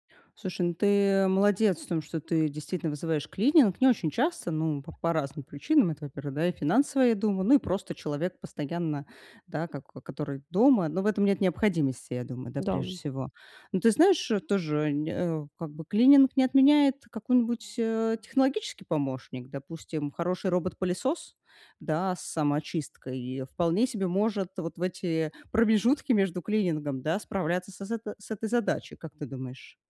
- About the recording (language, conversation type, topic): Russian, advice, Как мне совмещать работу и семейные обязанности без стресса?
- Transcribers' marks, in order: tapping